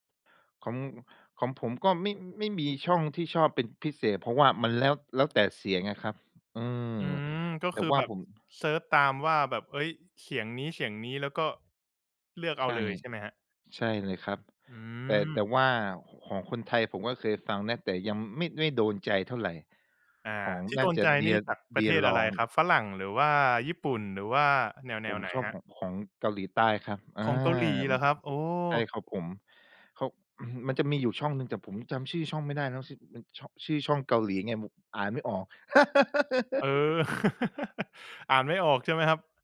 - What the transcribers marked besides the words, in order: tapping; throat clearing; laugh; chuckle
- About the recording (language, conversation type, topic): Thai, podcast, การใช้โทรศัพท์มือถือก่อนนอนส่งผลต่อการนอนหลับของคุณอย่างไร?